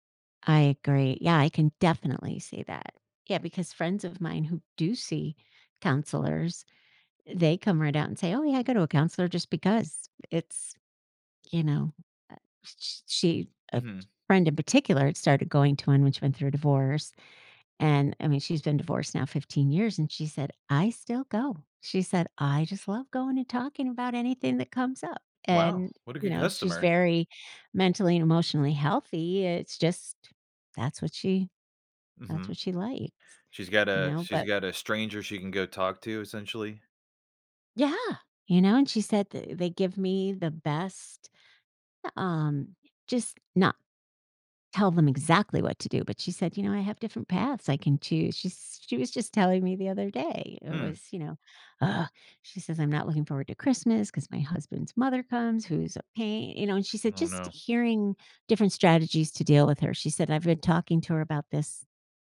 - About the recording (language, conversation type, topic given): English, unstructured, How should I decide who to tell when I'm sick?
- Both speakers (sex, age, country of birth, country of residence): female, 55-59, United States, United States; male, 35-39, United States, United States
- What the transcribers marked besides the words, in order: tapping; other background noise; grunt